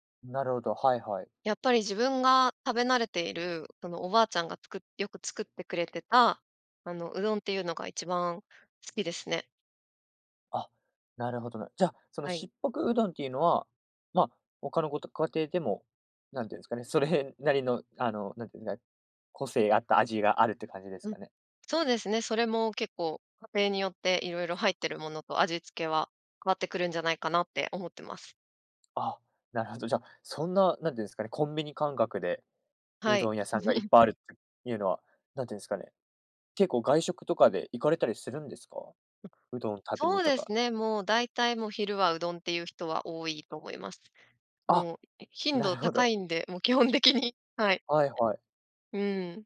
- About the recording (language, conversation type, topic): Japanese, podcast, おばあちゃんのレシピにはどんな思い出がありますか？
- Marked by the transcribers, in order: laughing while speaking: "それなりの"; chuckle; laughing while speaking: "もう基本的に"